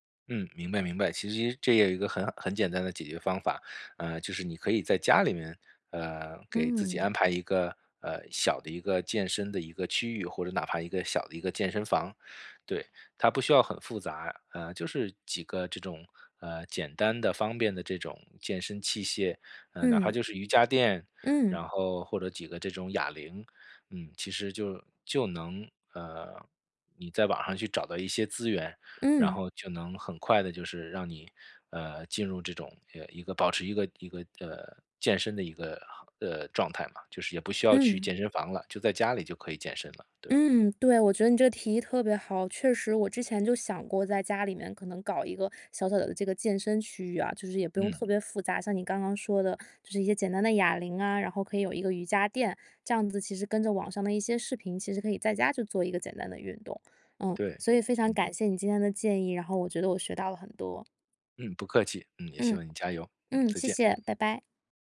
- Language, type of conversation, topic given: Chinese, advice, 假期里如何有效放松并恢复精力？
- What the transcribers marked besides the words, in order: other background noise